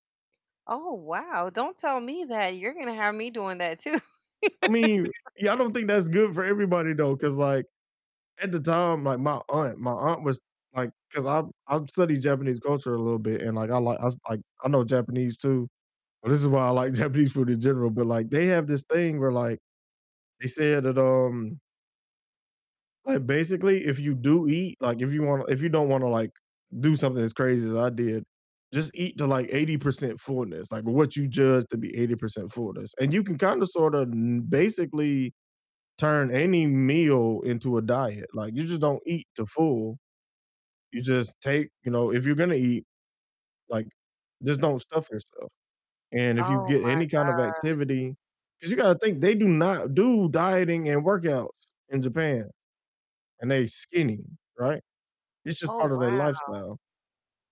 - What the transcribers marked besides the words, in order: static; laughing while speaking: "too"; laugh; laughing while speaking: "Japanese"; distorted speech
- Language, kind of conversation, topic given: English, unstructured, What foods feel nourishing and comforting to you, and how do you balance comfort and health?
- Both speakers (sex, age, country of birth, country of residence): female, 40-44, United States, United States; male, 30-34, United States, United States